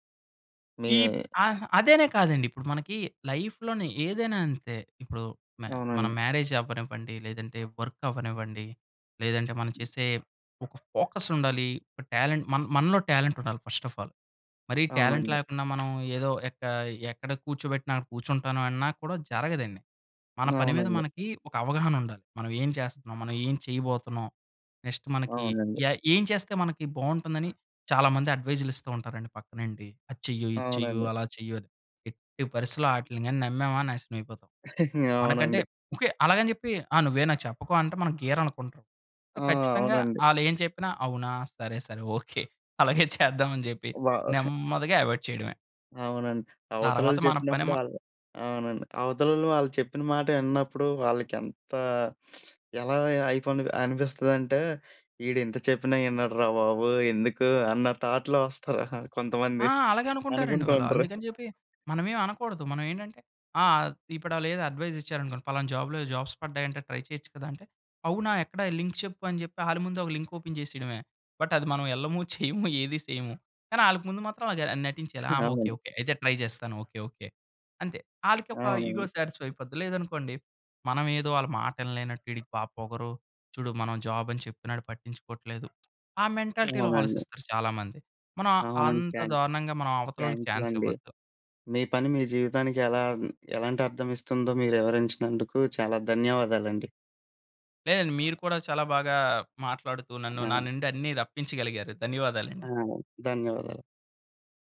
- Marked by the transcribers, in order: in English: "లైఫ్‌లోనే"; in English: "మ్యారేజ్"; in English: "వర్క్"; other background noise; in English: "ఫోకస్"; in English: "టాలెంట్"; in English: "టాలెంట్"; in English: "ఫస్ట్ ఆఫ్ ఆల్"; in English: "టాలెంట్"; tapping; in English: "నెక్స్ట్"; chuckle; in English: "సో"; chuckle; in English: "అవాయిడ్"; lip smack; in English: "థాట్‌లో"; chuckle; in English: "అడ్వైస్"; in English: "జాబ్‌లో జాబ్స్"; in English: "ట్రై"; in English: "లింక్"; in English: "లింక్ ఓపెన్"; in English: "బట్"; chuckle; in English: "ట్రై"; in English: "ఇగో సాటిస్ఫై"; in English: "జాబ్"; in English: "మెంటాలిటీ‌లో"; in English: "చాన్స్"
- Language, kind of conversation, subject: Telugu, podcast, మీ పని మీ జీవితానికి ఎలాంటి అర్థం ఇస్తోంది?